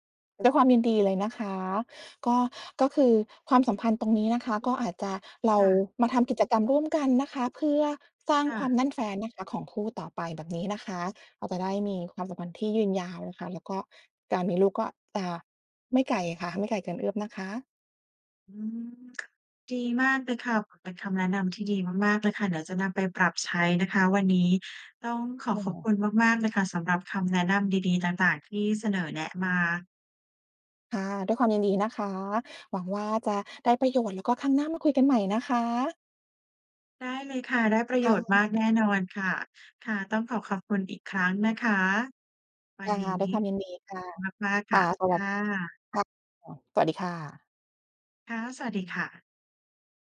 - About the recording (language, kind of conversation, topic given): Thai, advice, ไม่ตรงกันเรื่องการมีลูกทำให้ความสัมพันธ์ตึงเครียด
- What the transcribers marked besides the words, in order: tapping